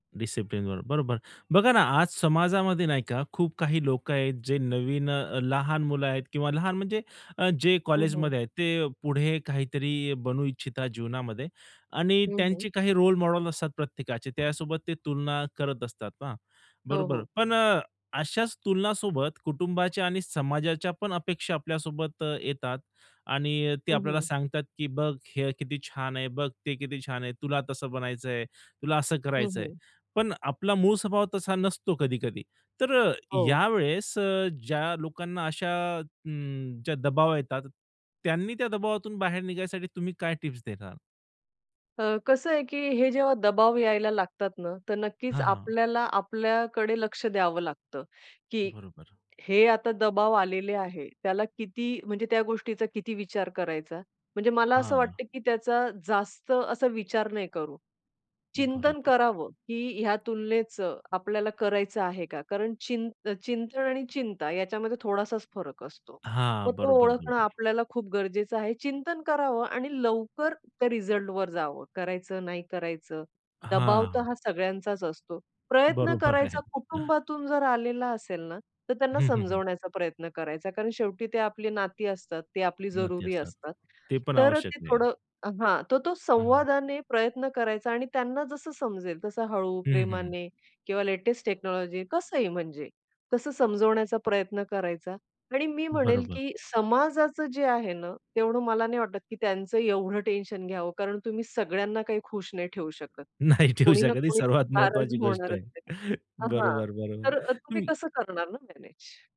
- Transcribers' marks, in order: other background noise; tapping; other noise; laughing while speaking: "बरोबर आहे"; in English: "टेक्नॉलॉजी"; laughing while speaking: "नाही ठेऊ शकत. ही सर्वात महत्वाची गोष्ट आहे"
- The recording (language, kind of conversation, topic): Marathi, podcast, इतरांशी तुलना कमी करण्याचे सोपे मार्ग कोणते आहेत?